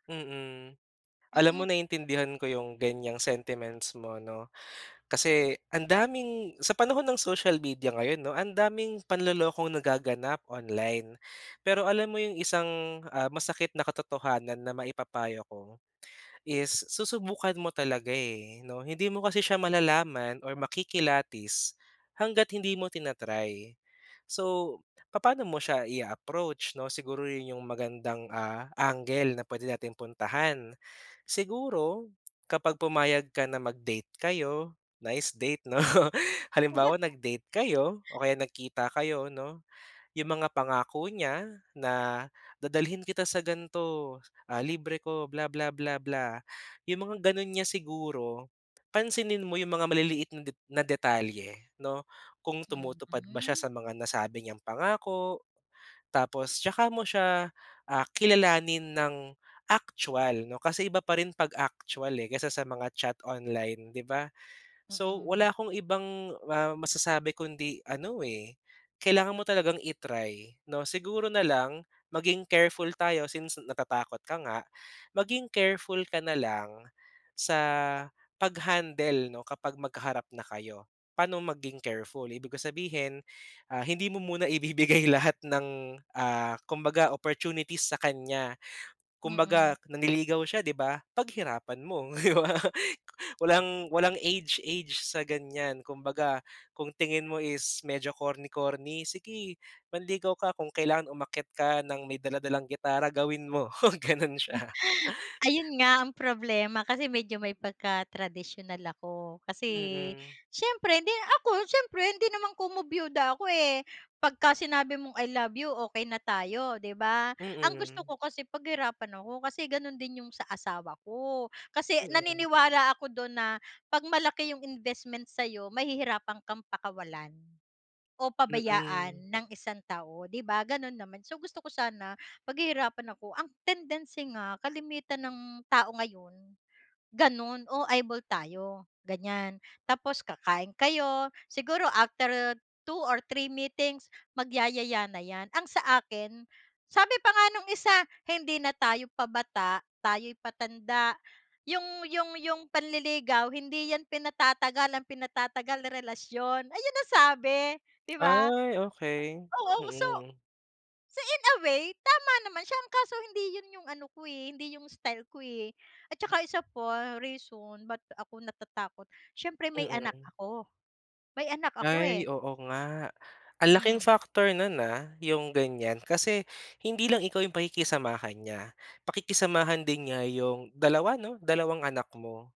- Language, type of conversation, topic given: Filipino, advice, Bakit ako natatakot na subukan muli matapos ang paulit-ulit na pagtanggi?
- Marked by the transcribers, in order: laughing while speaking: "'no"; laugh; laughing while speaking: "'di ba"; laughing while speaking: "ganun siya"